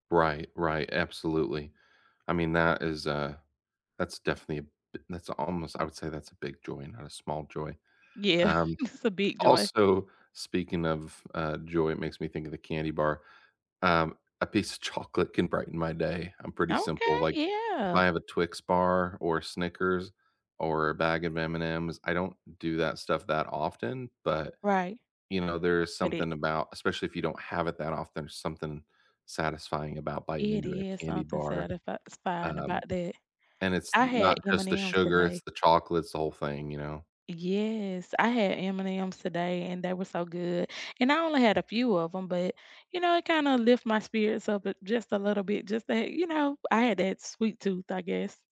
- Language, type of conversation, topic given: English, unstructured, What small joys reliably brighten your day?
- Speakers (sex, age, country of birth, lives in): female, 40-44, United States, United States; male, 40-44, United States, United States
- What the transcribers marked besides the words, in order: laughing while speaking: "Yeah"; laughing while speaking: "chocolate"; other background noise